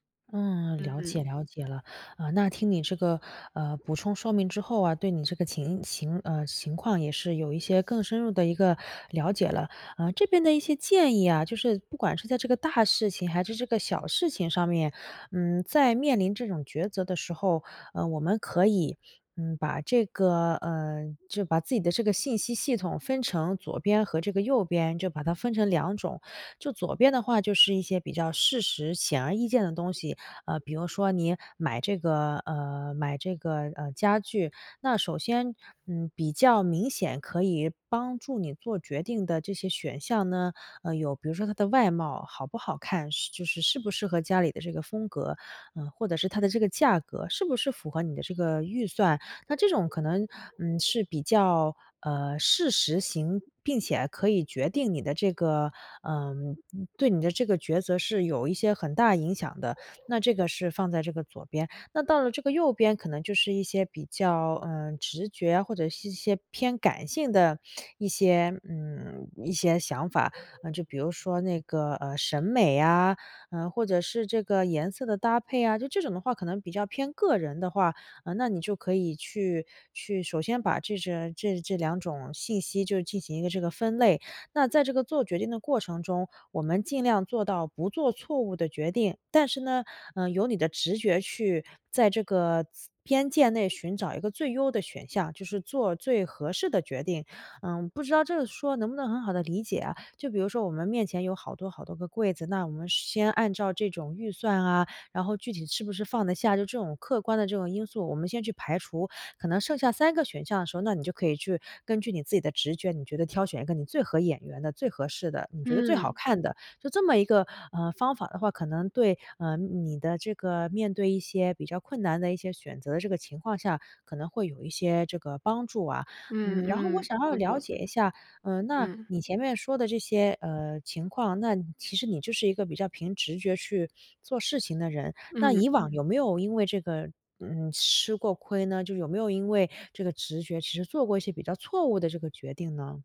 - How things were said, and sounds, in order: tapping; other background noise; dog barking; other noise
- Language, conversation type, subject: Chinese, advice, 我该如何在重要决策中平衡理性与直觉？